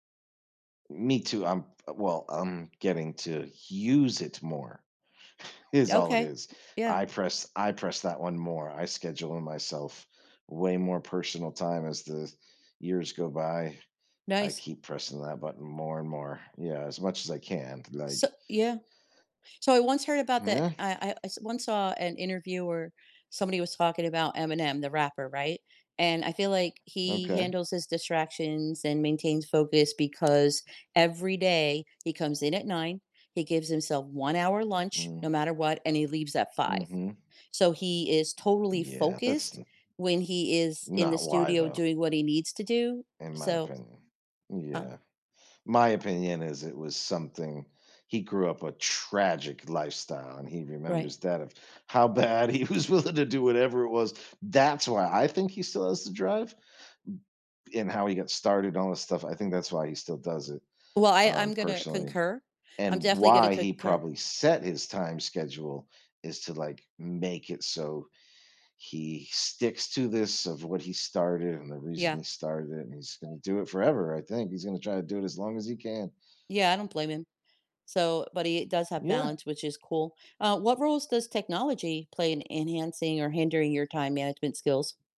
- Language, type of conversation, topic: English, unstructured, What habits help you stay organized and make the most of your time?
- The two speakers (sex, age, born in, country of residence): female, 60-64, United States, United States; male, 45-49, United States, United States
- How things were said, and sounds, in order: stressed: "use"; chuckle; other background noise; tapping; stressed: "tragic"; laughing while speaking: "bad he was willing to do"; other noise